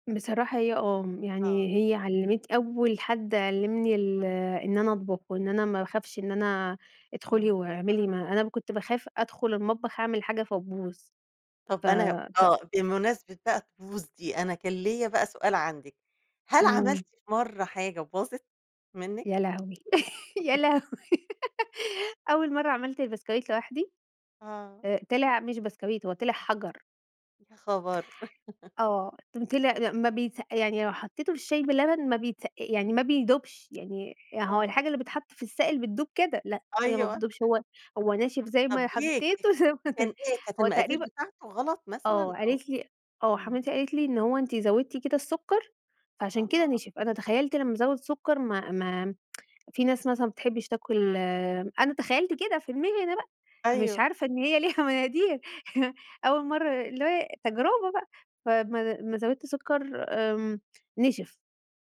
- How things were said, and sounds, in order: tapping; laugh; laughing while speaking: "يا لهوي"; unintelligible speech; giggle; chuckle; unintelligible speech; laughing while speaking: "زي ما طلع"; tsk; laughing while speaking: "إن هي ليها مقادير"; chuckle
- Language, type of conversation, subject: Arabic, podcast, إزاي بتعملوا حلويات العيد أو المناسبات عندكم؟